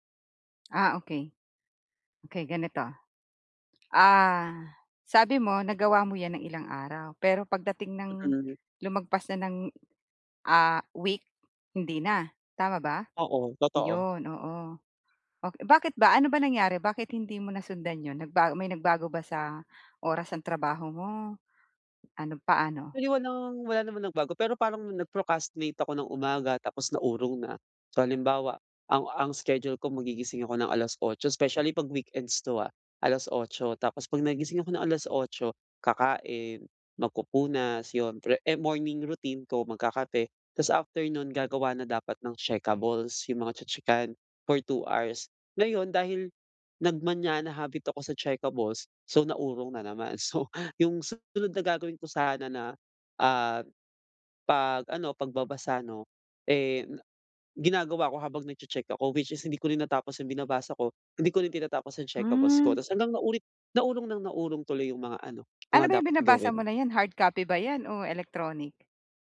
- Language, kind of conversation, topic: Filipino, advice, Paano ko masusubaybayan nang mas madali ang aking mga araw-araw na gawi?
- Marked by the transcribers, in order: in English: "nag-procrastinate"